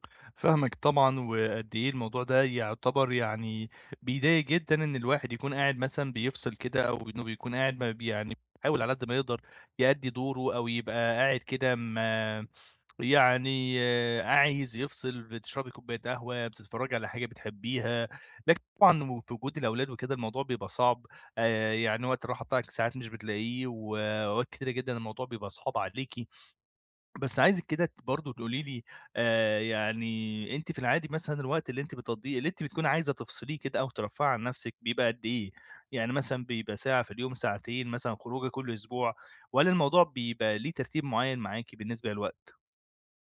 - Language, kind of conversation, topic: Arabic, advice, ليه مش بعرف أركز وأنا بتفرّج على أفلام أو بستمتع بوقتي في البيت؟
- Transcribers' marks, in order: other background noise